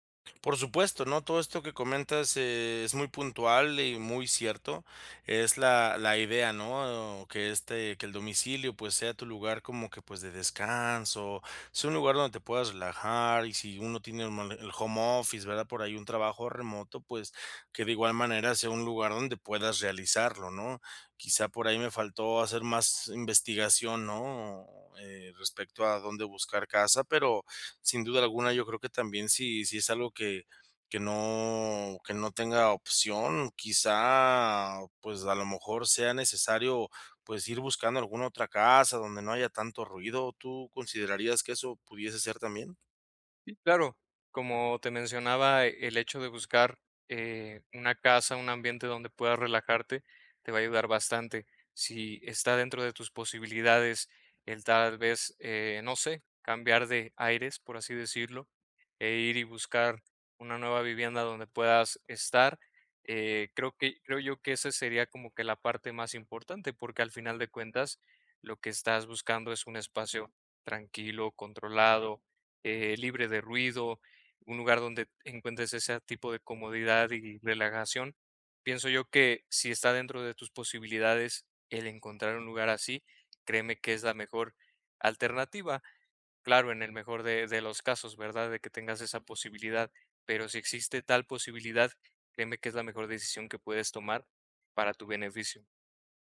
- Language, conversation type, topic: Spanish, advice, ¿Por qué no puedo relajarme cuando estoy en casa?
- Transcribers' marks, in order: tapping